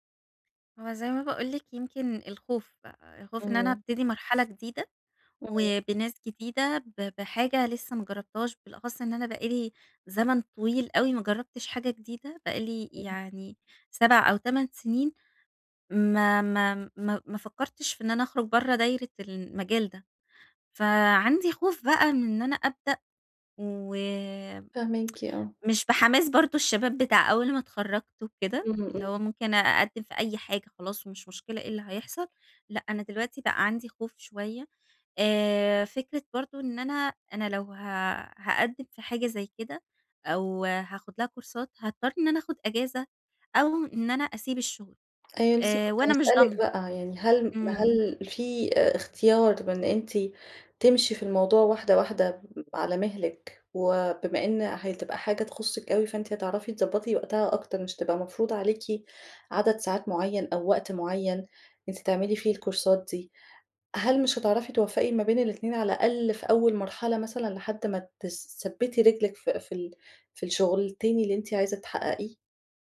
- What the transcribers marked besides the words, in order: other background noise; tsk; in English: "كورسات"; tapping; in English: "الكورسات"
- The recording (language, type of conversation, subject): Arabic, advice, شعور إن شغلي مالوش معنى